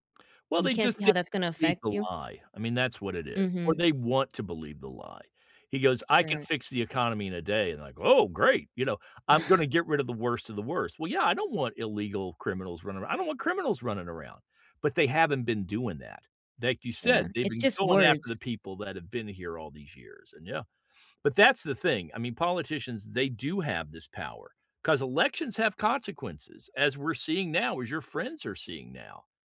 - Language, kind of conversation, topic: English, unstructured, What concerns you about the power politicians have?
- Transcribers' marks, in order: scoff; sniff